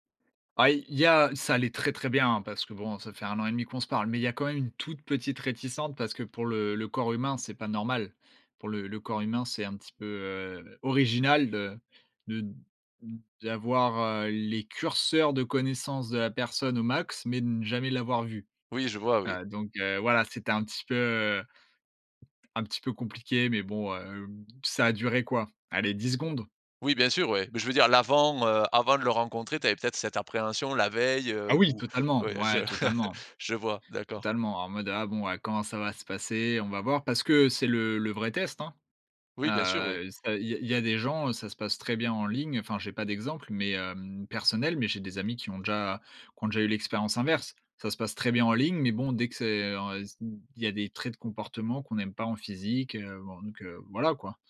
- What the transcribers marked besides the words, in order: stressed: "très, très bien"; stressed: "toute"; "réticence" said as "réticente"; stressed: "normal"; stressed: "original"; stressed: "curseurs"; tapping; chuckle
- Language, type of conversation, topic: French, podcast, Comment transformer un contact en ligne en une relation durable dans la vraie vie ?